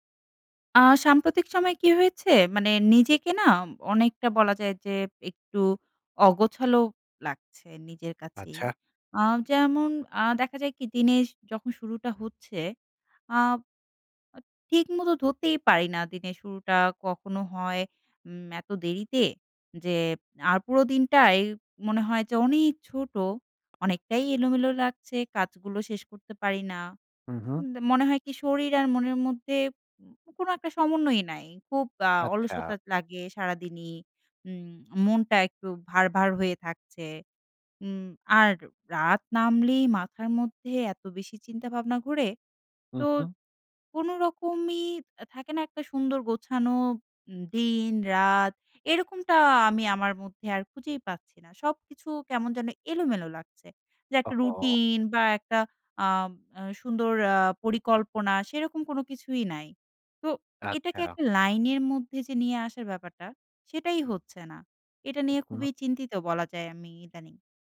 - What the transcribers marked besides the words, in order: drawn out: "ওহহো!"
- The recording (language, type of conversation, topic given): Bengali, advice, ঘুমের অনিয়ম: রাতে জেগে থাকা, সকালে উঠতে না পারা